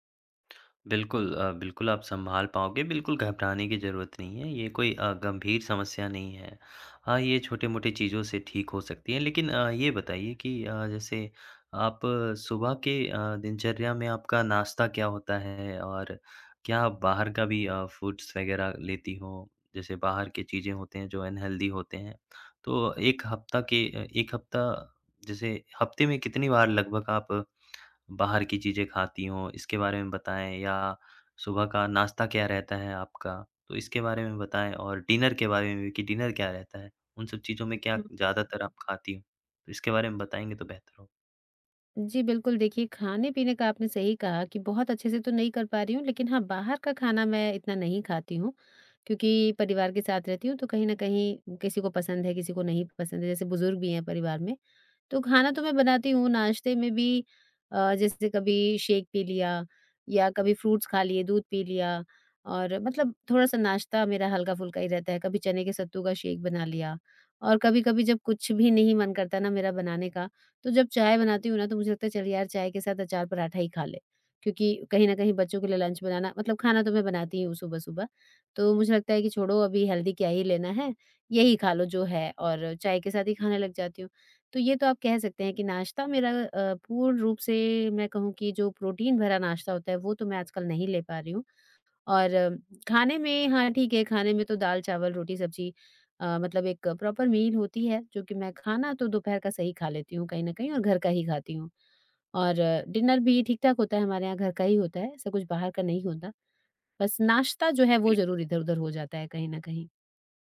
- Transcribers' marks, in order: tapping; in English: "फूड्स"; in English: "अनहेल्दी"; in English: "डिनर"; in English: "डिनर"; other background noise; in English: "फ्रूट्स"; in English: "लंच"; in English: "हेल्दी"; in English: "प्रॉपर मील"; in English: "डिनर"
- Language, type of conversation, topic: Hindi, advice, दिन में बहुत ज़्यादा झपकी आने और रात में नींद न आने की समस्या क्यों होती है?
- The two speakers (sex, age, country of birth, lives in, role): female, 40-44, India, India, user; male, 20-24, India, India, advisor